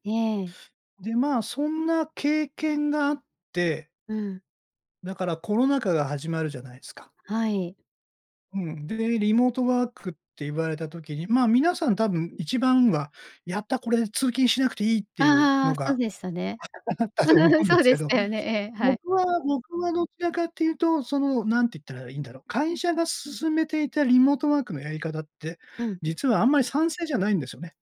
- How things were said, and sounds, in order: laughing while speaking: "あった あったと思うんですけど"; giggle; laughing while speaking: "そうでしたよね"
- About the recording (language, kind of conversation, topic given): Japanese, podcast, これからのリモートワークは将来どのような形になっていくと思いますか？